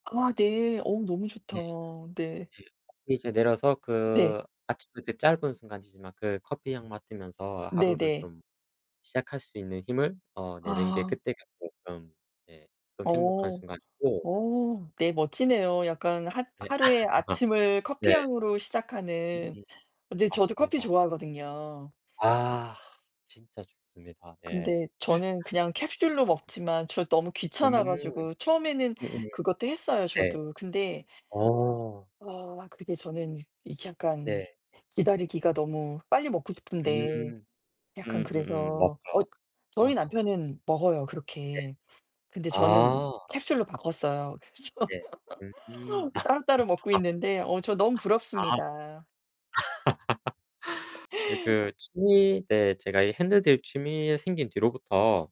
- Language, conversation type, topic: Korean, unstructured, 하루 중 가장 행복한 순간은 언제인가요?
- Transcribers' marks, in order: other background noise; laugh; laugh; tapping; laughing while speaking: "그래서"; laugh; laugh; laugh